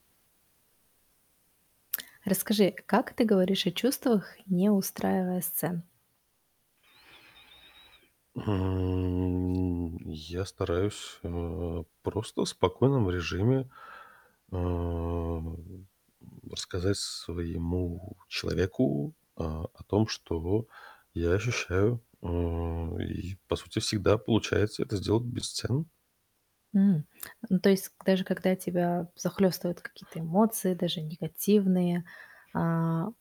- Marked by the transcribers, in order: static; drawn out: "М"; drawn out: "а"; tapping; other background noise
- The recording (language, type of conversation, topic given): Russian, podcast, Как говорить о своих чувствах, не устраивая сцен?
- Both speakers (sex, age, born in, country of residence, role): female, 25-29, Kazakhstan, United States, host; male, 35-39, Russia, United States, guest